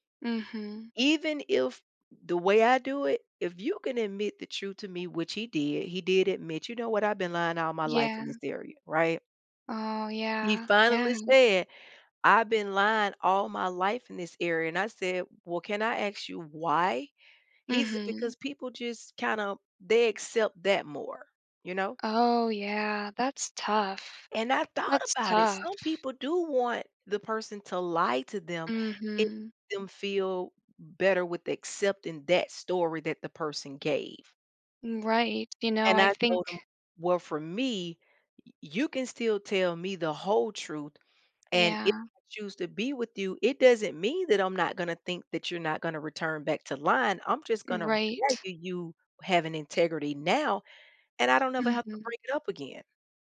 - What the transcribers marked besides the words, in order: unintelligible speech
- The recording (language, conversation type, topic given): English, unstructured, Why do people find it hard to admit they're wrong?
- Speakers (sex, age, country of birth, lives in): female, 30-34, United States, United States; female, 45-49, United States, United States